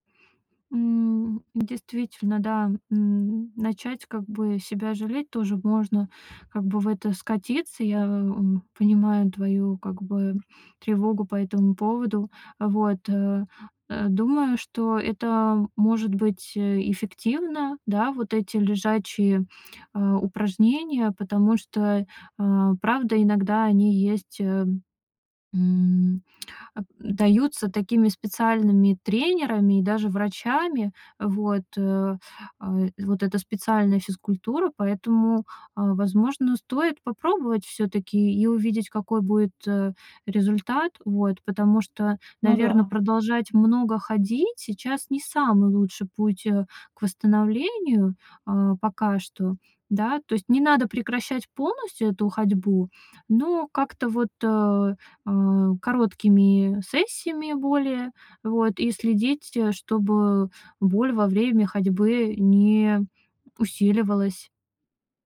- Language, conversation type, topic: Russian, advice, Как внезапная болезнь или травма повлияла на ваши возможности?
- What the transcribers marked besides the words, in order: other background noise